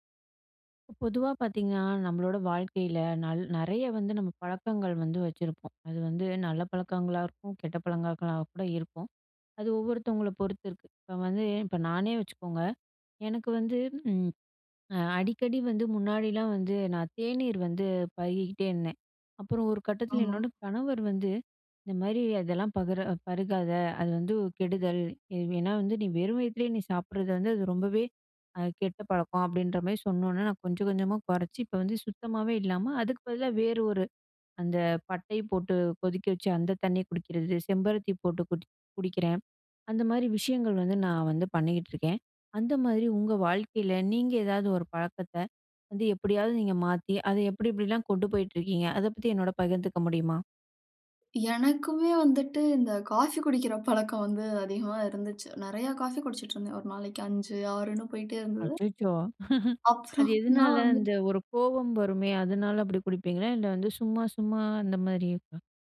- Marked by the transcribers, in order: "பழக்கங்களா" said as "பழங்கக்களா"; laugh; laughing while speaking: "அப்புறம்"
- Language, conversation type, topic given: Tamil, podcast, ஒரு பழக்கத்தை மாற்ற நீங்கள் எடுத்த முதல் படி என்ன?